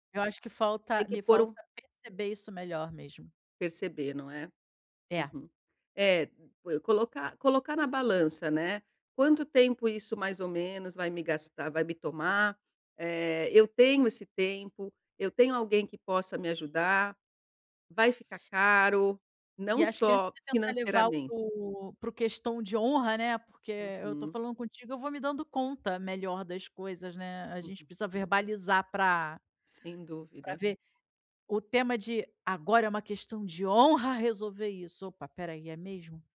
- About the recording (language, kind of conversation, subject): Portuguese, advice, Como posso pedir ajuda sem sentir vergonha ou parecer fraco quando estou esgotado no trabalho?
- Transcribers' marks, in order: none